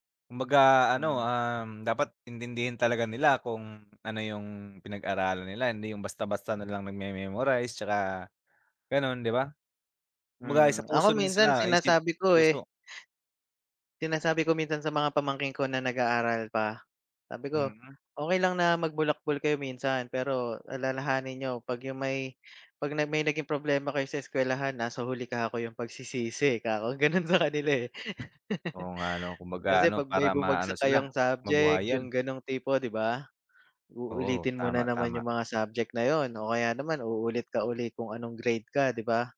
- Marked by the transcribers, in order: other background noise; laughing while speaking: "gano'n sa kanila, eh"; laugh; wind
- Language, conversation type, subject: Filipino, unstructured, Paano mo ipaliliwanag ang kahalagahan ng edukasyon para sa lahat?